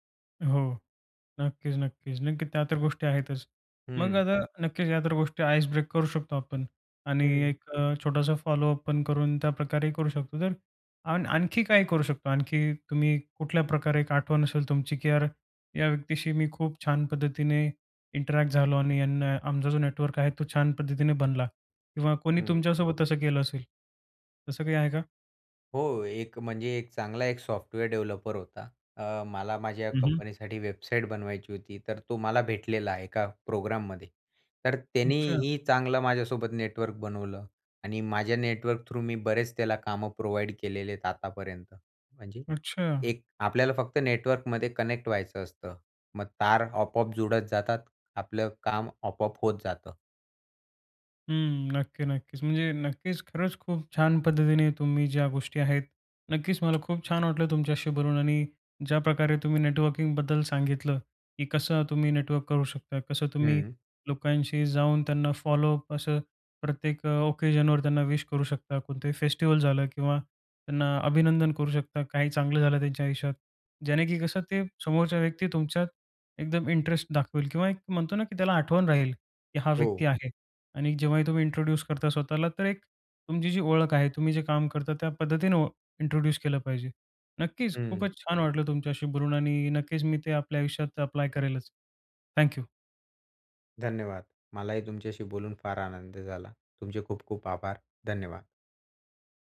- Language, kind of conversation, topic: Marathi, podcast, नेटवर्किंगमध्ये सुरुवात कशी करावी?
- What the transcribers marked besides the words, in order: other background noise; in English: "आईस ब्रेक"; in English: "इंटरॅक्ट"; in English: "डेव्हलपर"; in English: "थ्रू"; in English: "प्रोव्हाईड"; in English: "कनेक्ट"; in English: "ओकेजनवर"; in English: "विश"; tapping; in English: "अप्लाय"